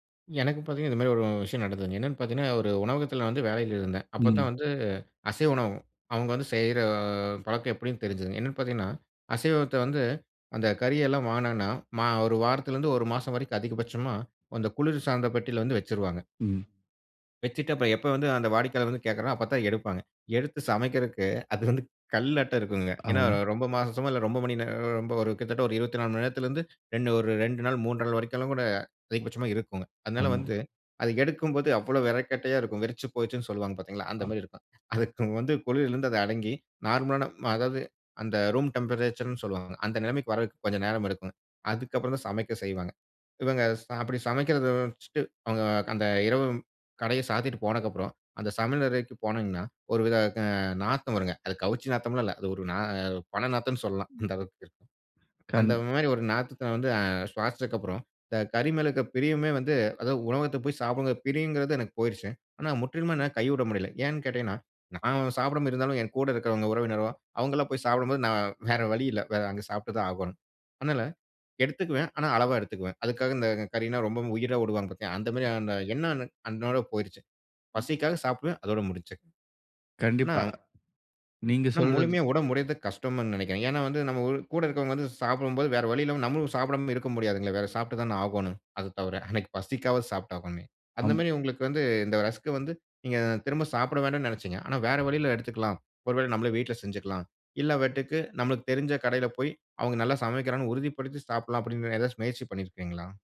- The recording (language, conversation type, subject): Tamil, podcast, பழமையான குடும்ப சமையல் செய்முறையை நீங்கள் எப்படி பாதுகாத்துக் கொள்வீர்கள்?
- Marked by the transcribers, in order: other background noise; drawn out: "செய்ற"; "குளிர்சாதன" said as "குளிர்சார்ந்த"; other noise; laughing while speaking: "அது வந்து, கல்லாட்டம் இருக்குங்க"; "விறகுக்கட்டையாக" said as "வெறக்கட்டையா"; laughing while speaking: "அதுக்கு வந்து"; in English: "ரூம் டெம்பரேச்சர்"; "பிணம்" said as "பனை"; "விடுவாங்க" said as "வுடுவாங்க"; unintelligible speech; "விட" said as "வுட"; chuckle; "என்றால்" said as "வெட்டுக்கு"